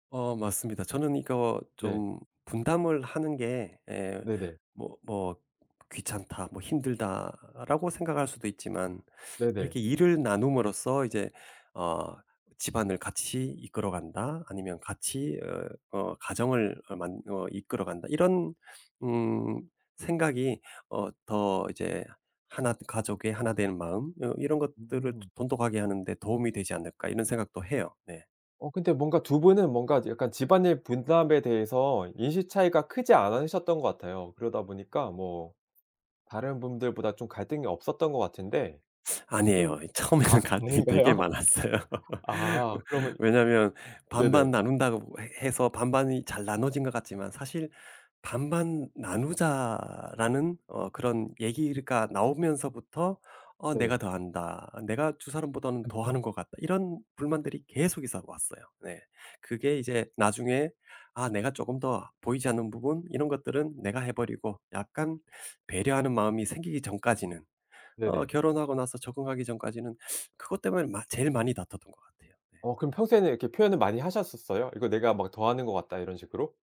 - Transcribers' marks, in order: other background noise; laughing while speaking: "이 처음에는 갈등이 되게 많았어요"; laughing while speaking: "아닌가요? 아. 그러면 네네"; laugh; tapping; unintelligible speech
- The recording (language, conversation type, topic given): Korean, podcast, 집안일 분담은 보통 어떻게 정하시나요?